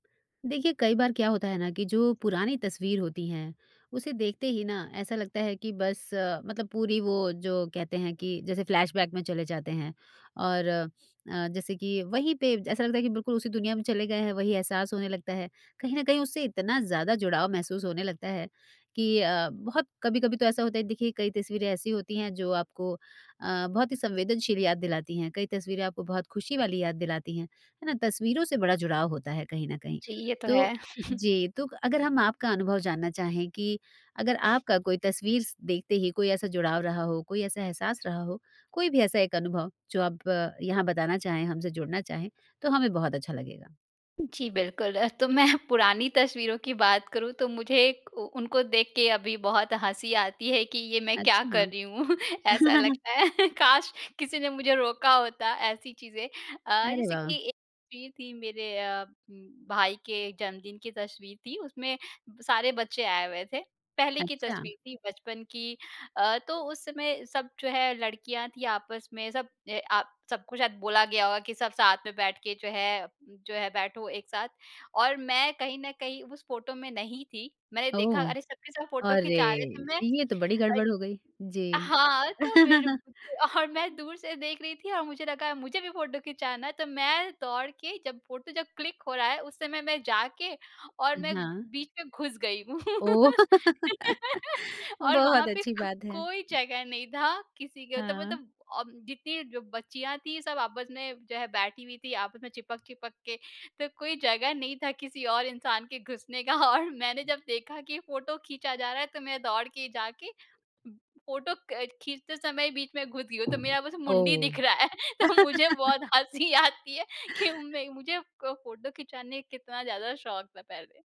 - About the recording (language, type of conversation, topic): Hindi, podcast, पुरानी तस्वीर देखते ही आपके भीतर कौन-सा एहसास जागता है?
- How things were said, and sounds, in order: in English: "फ्लैशबैक"; chuckle; laughing while speaking: "मैं"; chuckle; laugh; unintelligible speech; laughing while speaking: "और मैं"; chuckle; in English: "क्लिक"; laugh; laughing while speaking: "का और"; other background noise; chuckle; laughing while speaking: "तो मुझे बहुत हँसी आती है कि"; laugh